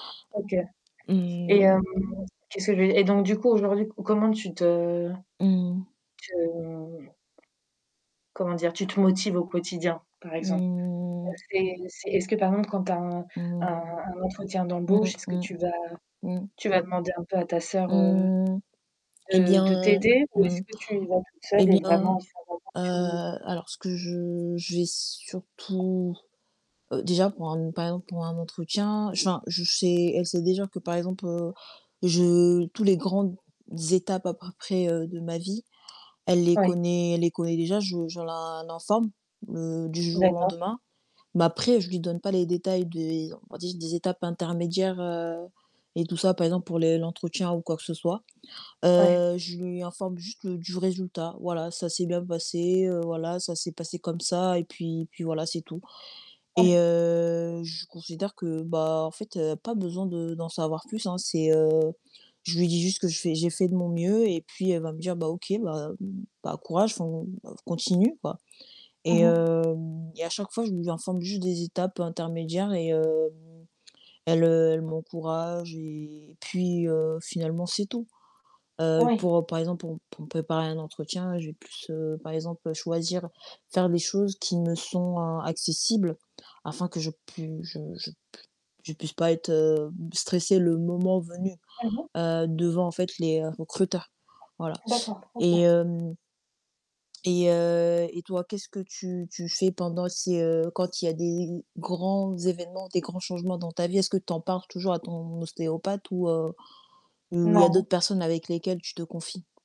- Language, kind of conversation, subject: French, unstructured, En quoi le fait de s’entourer de personnes inspirantes peut-il renforcer notre motivation ?
- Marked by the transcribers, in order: other background noise; distorted speech; mechanical hum; static; tapping; drawn out: "Mmh"; drawn out: "heu"